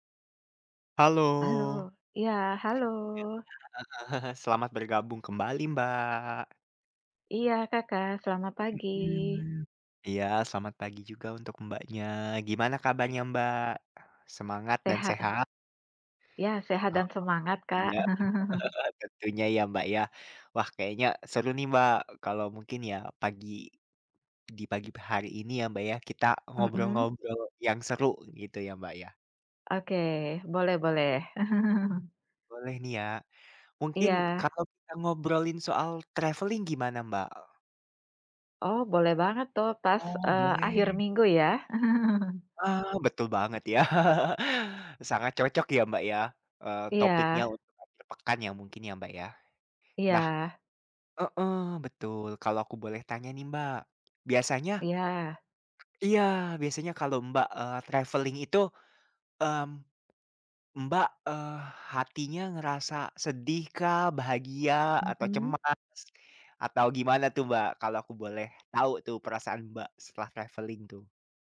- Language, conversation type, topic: Indonesian, unstructured, Bagaimana bepergian bisa membuat kamu merasa lebih bahagia?
- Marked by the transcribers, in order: other background noise; drawn out: "Iya"; laughing while speaking: "heeh"; chuckle; chuckle; in English: "traveling"; drawn out: "Oh boleh"; tapping; chuckle; laughing while speaking: "ya"; chuckle; drawn out: "Iya"; in English: "travelling"; in English: "travelling"